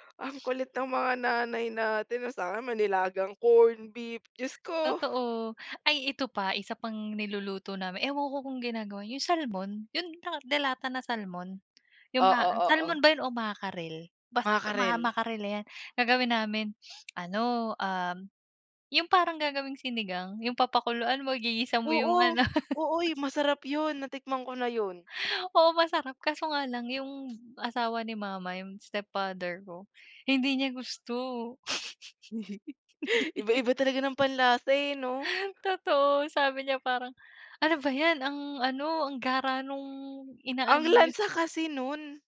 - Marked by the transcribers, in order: chuckle; chuckle
- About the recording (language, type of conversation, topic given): Filipino, unstructured, Anong pagkain ang nagpapabalik sa iyo sa mga alaala ng pagkabata?